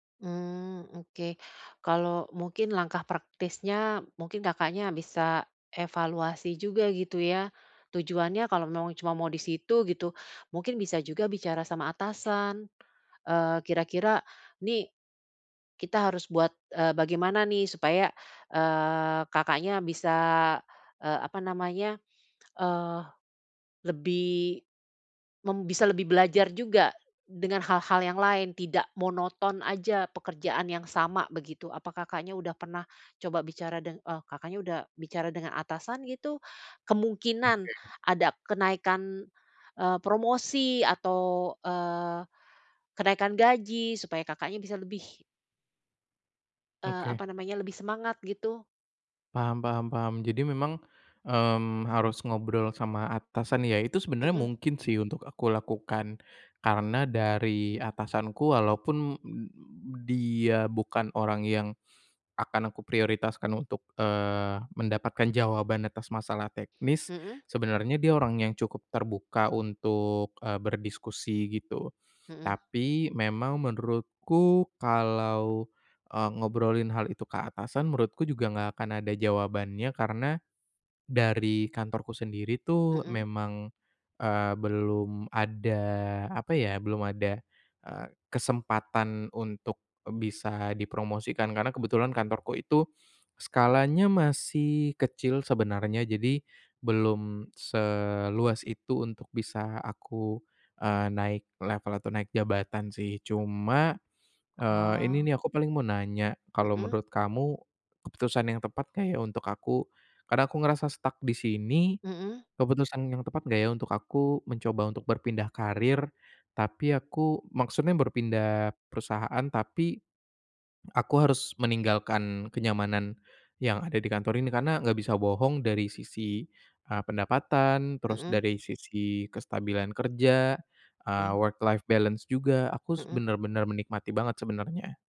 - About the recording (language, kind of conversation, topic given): Indonesian, advice, Bagaimana saya tahu apakah karier saya sedang mengalami stagnasi?
- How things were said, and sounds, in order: other background noise; in English: "stuck"; in English: "work-life balance"